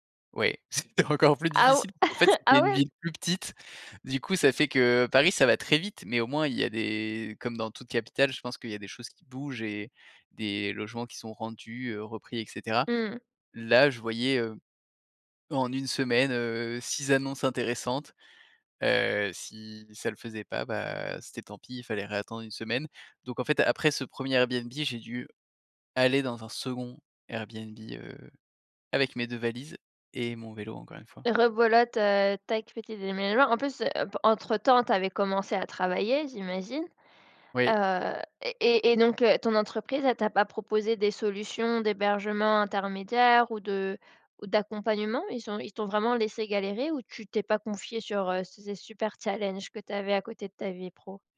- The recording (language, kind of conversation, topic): French, podcast, Comment un déménagement imprévu a-t-il chamboulé ta vie ?
- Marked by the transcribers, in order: laughing while speaking: "c'était"; chuckle; tapping; "Rebelote" said as "Rebolote"